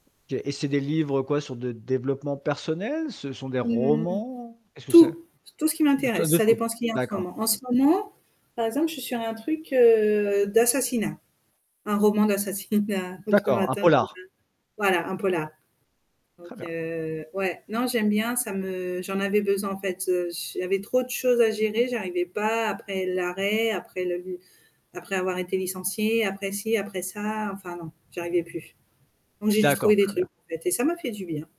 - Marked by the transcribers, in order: static; distorted speech; drawn out: "heu"; laughing while speaking: "d'assassinat donc le matin"; unintelligible speech; other background noise
- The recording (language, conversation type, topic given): French, podcast, Quel rituel du matin ou du soir te définit le mieux aujourd’hui ?